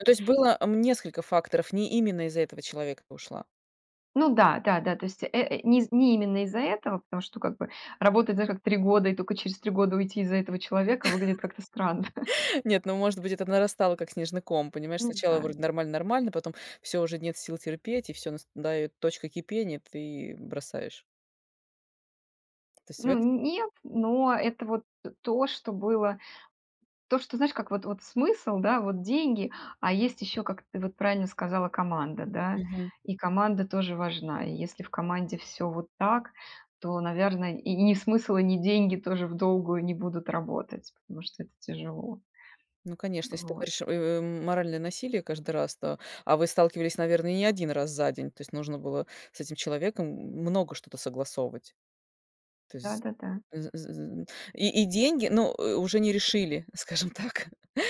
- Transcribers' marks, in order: chuckle; tapping; laughing while speaking: "странно"; "настает" said as "насдает"; laughing while speaking: "скажем так?"
- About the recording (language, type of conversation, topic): Russian, podcast, Что для тебя важнее — смысл работы или деньги?